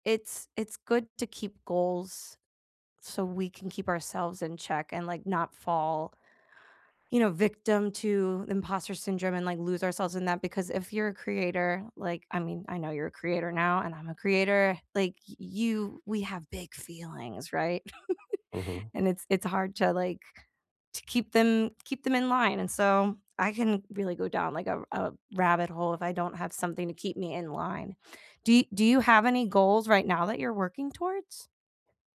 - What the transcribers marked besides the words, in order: chuckle
- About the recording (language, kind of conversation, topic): English, unstructured, What’s a goal that makes you feel happy just thinking about it?
- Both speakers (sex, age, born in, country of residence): female, 35-39, United States, United States; male, 30-34, United States, United States